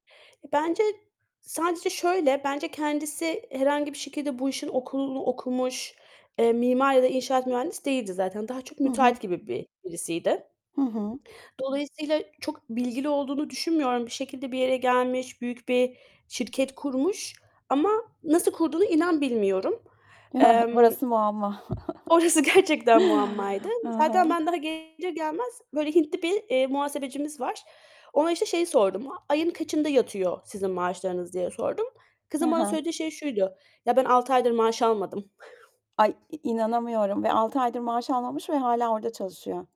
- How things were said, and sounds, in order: other background noise; laughing while speaking: "gerçekten"; laughing while speaking: "Burası muamma"; tapping; distorted speech
- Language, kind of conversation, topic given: Turkish, podcast, Tükenmişlik yaşadığında kendini nasıl toparlarsın?